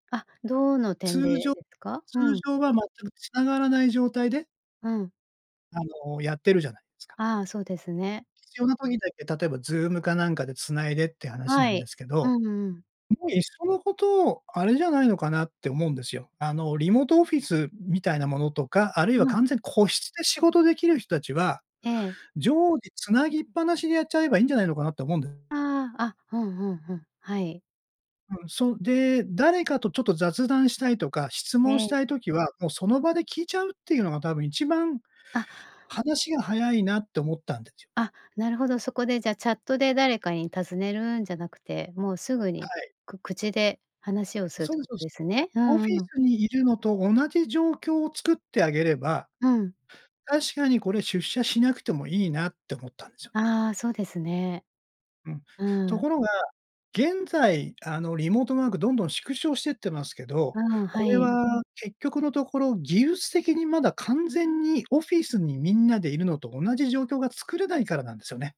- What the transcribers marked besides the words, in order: other noise; tapping
- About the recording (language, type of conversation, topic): Japanese, podcast, これからのリモートワークは将来どのような形になっていくと思いますか？
- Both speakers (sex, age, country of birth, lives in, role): female, 50-54, Japan, Japan, host; male, 60-64, Japan, Japan, guest